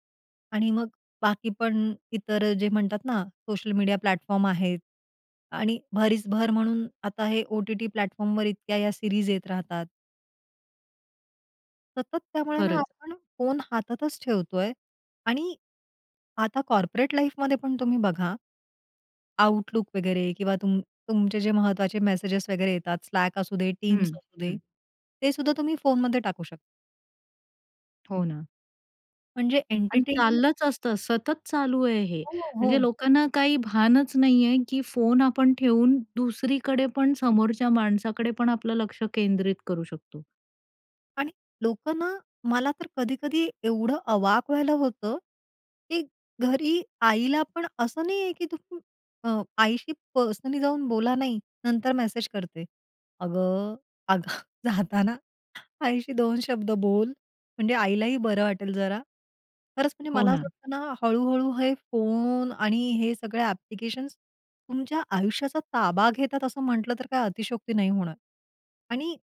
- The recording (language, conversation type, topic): Marathi, podcast, कुटुंबीय जेवणात मोबाईल न वापरण्याचे नियम तुम्ही कसे ठरवता?
- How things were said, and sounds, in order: in English: "प्लॅटफॉर्म"; in English: "प्लॅटफॉर्मवर"; in English: "सीरीज"; other background noise; in English: "कॉर्पोरेट लाईफमध्ये"; in English: "एन्टरटेनमेंट"; in English: "पर्सनली"; chuckle